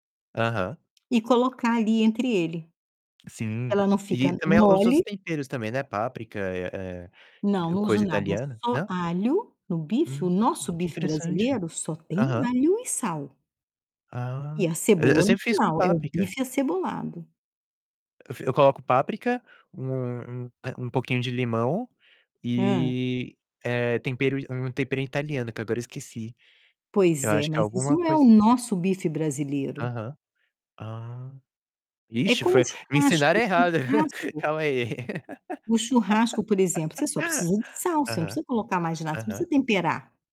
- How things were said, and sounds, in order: tapping; distorted speech; laugh
- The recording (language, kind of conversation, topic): Portuguese, unstructured, Qual prato você acha que todo mundo deveria aprender a fazer?